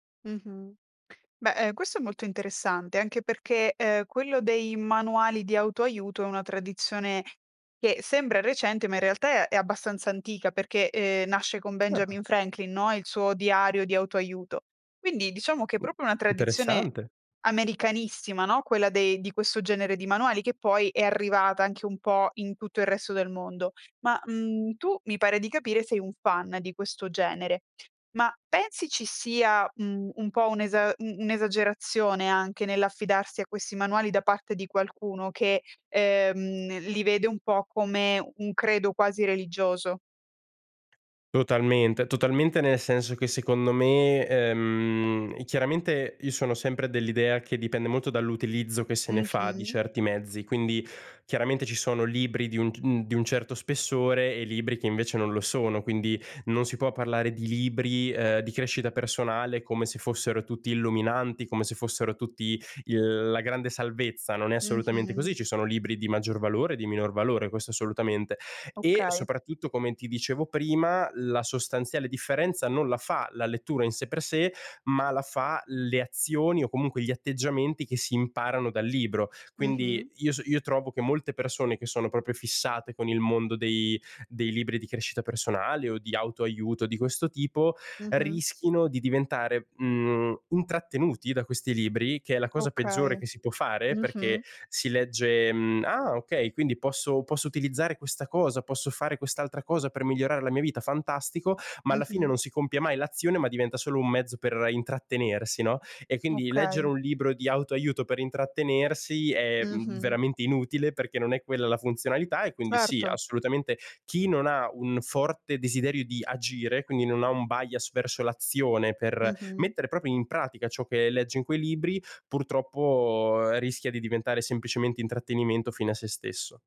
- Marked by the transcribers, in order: unintelligible speech
- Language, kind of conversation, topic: Italian, podcast, Qual è un libro che ti ha aperto gli occhi?